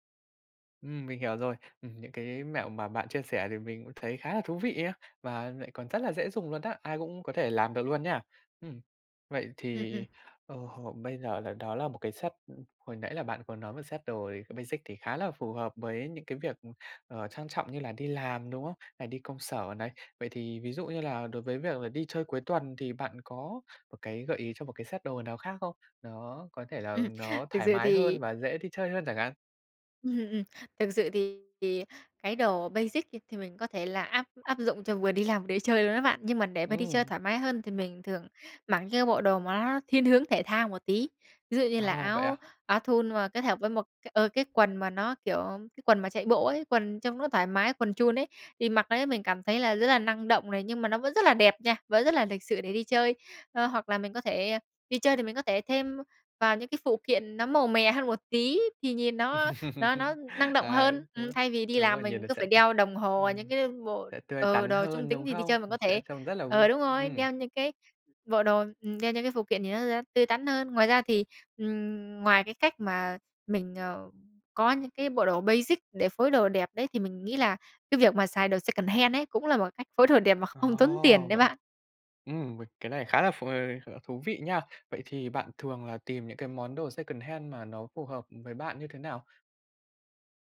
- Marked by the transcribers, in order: tapping; in English: "set"; in English: "set"; in English: "basic"; in English: "set"; in English: "basic"; swallow; chuckle; other background noise; in English: "basic"; in English: "secondhand"; in English: "secondhand"
- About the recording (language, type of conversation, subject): Vietnamese, podcast, Làm sao để phối đồ đẹp mà không tốn nhiều tiền?